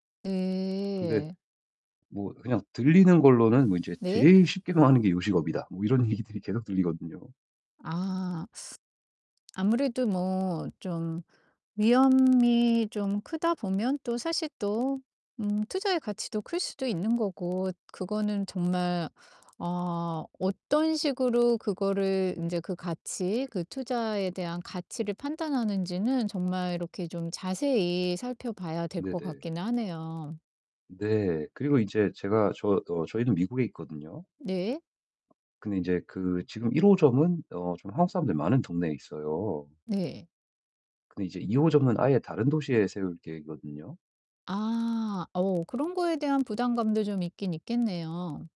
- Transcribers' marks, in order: distorted speech; static; laughing while speaking: "이런 얘기들이 계속 들리거든요"; teeth sucking; tapping; other background noise
- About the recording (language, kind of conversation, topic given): Korean, advice, 창업이나 프리랜서로 전환하기에 가장 적절한 시기는 언제일까요?